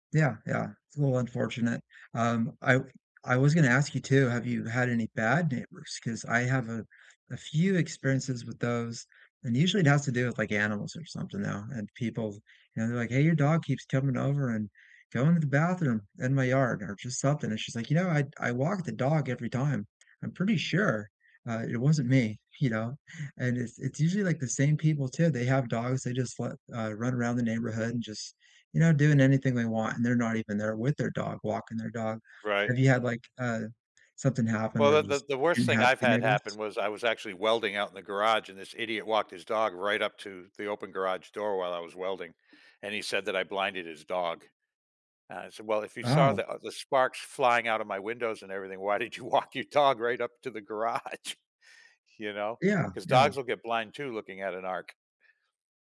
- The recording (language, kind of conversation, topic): English, unstructured, What are your favorite ways to connect with neighbors and feel part of your community?
- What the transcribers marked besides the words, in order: other background noise; tapping; laughing while speaking: "you walk"; laughing while speaking: "garage?"